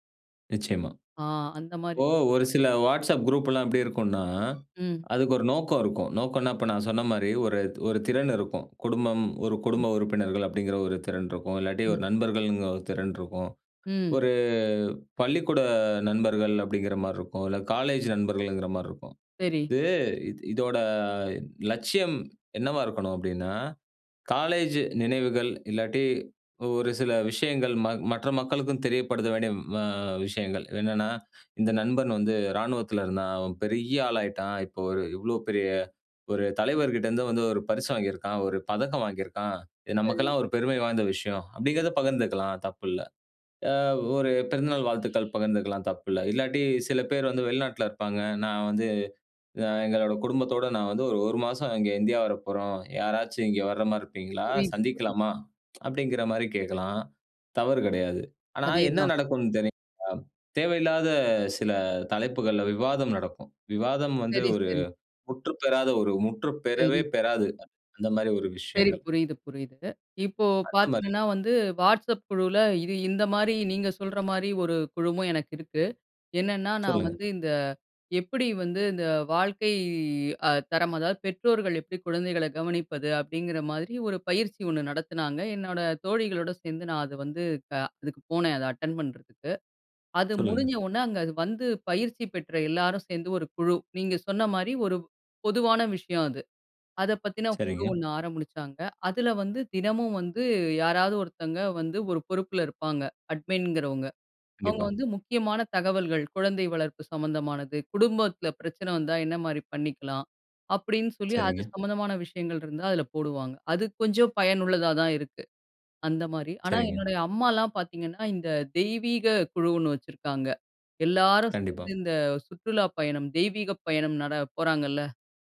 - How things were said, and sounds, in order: other background noise; other noise
- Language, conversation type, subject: Tamil, podcast, வாட்ஸ்அப் குழுக்களை எப்படி கையாள்கிறீர்கள்?